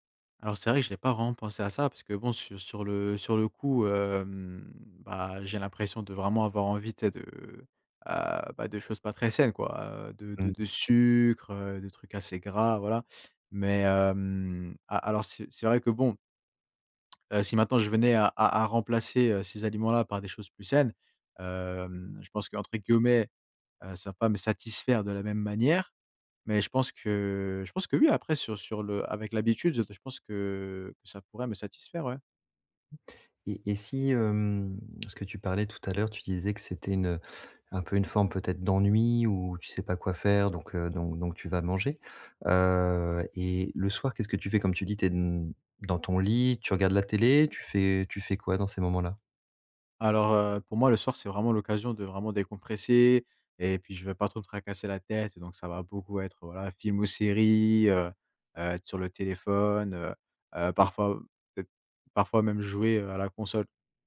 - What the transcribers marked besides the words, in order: stressed: "sucre"; tapping; drawn out: "que"; drawn out: "que"; other background noise
- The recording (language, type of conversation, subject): French, advice, Comment arrêter de manger tard le soir malgré ma volonté d’arrêter ?